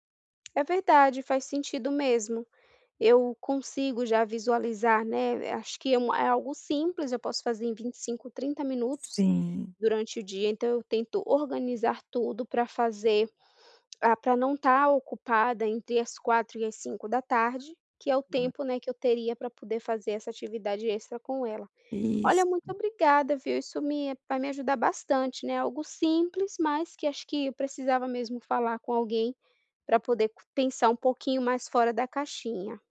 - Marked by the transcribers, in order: tongue click
- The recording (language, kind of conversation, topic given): Portuguese, advice, Por que eu sempre adio começar a praticar atividade física?
- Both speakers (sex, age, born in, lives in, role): female, 30-34, Brazil, United States, user; female, 45-49, Brazil, Portugal, advisor